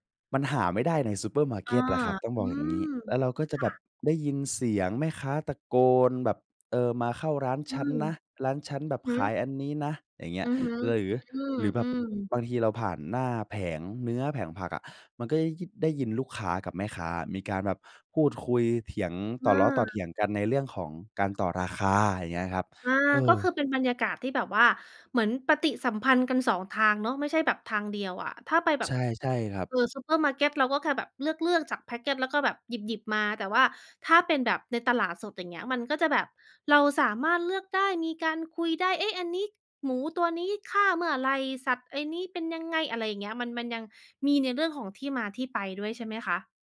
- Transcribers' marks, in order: in English: "แพ็กเกจ"
- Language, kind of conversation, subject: Thai, podcast, วิธีเลือกวัตถุดิบสดที่ตลาดมีอะไรบ้าง?